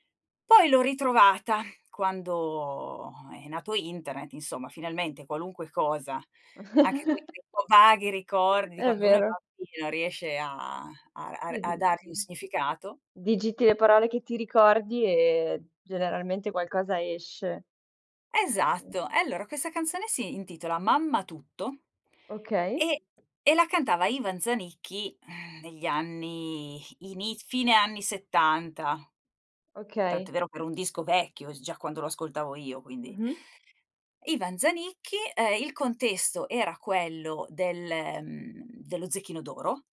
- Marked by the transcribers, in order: chuckle; other background noise; sigh
- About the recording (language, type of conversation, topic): Italian, podcast, Hai un ricordo legato a una canzone della tua infanzia che ti commuove ancora?